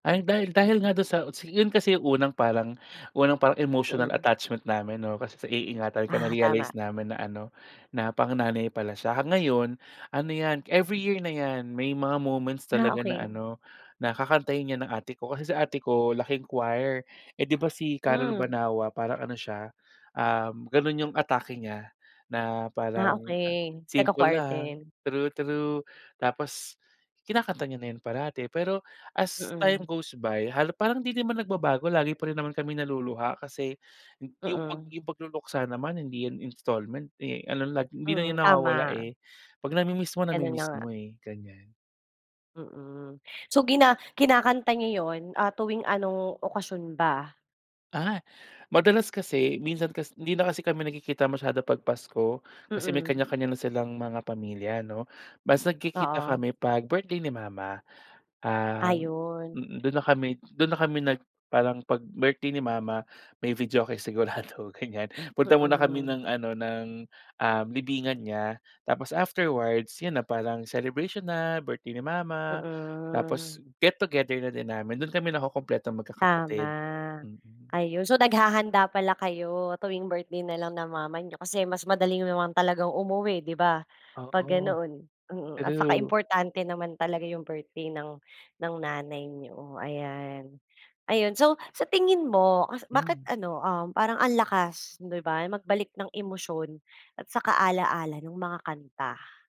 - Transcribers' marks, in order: dog barking; other background noise; laughing while speaking: "sigurado, ganyan"; tapping
- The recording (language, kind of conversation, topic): Filipino, podcast, May kanta ba na agad nagpapabalik sa’yo ng mga alaala ng pamilya mo?